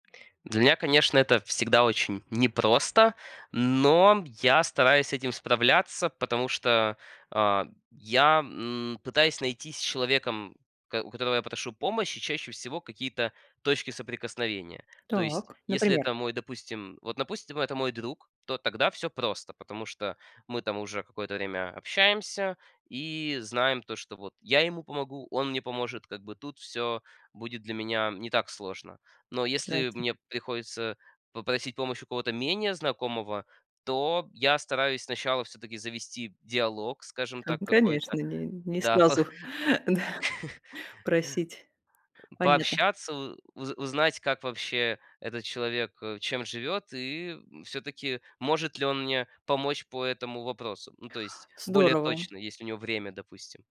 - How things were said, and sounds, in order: tapping; laughing while speaking: "да"; chuckle
- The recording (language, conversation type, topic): Russian, podcast, Как ты просишь помощи у других людей?